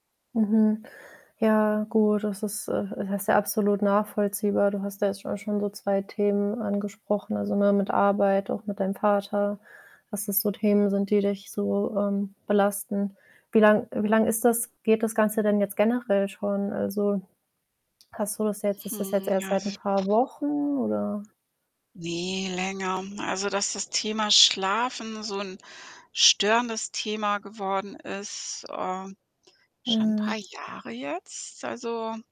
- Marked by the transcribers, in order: static; fan; unintelligible speech
- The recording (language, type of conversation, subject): German, advice, Wie erlebst du deine Schlaflosigkeit und das ständige Grübeln über die Arbeit?